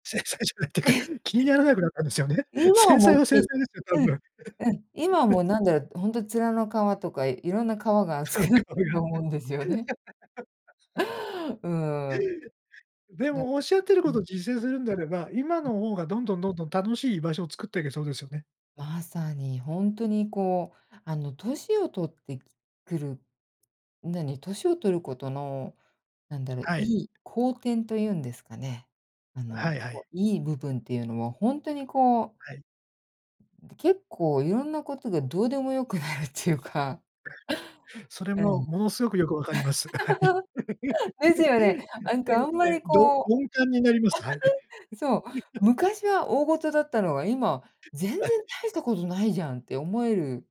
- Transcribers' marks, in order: laughing while speaking: "繊細じゃないってか"; laugh; laugh; laughing while speaking: "厚くなったと思うんですよね"; laughing while speaking: "そんなことやって"; laugh; other noise; laugh; laughing while speaking: "はい"; laugh; laugh
- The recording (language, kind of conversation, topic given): Japanese, podcast, 居場所を見つけるうえで、いちばん大切だと思うことは何ですか？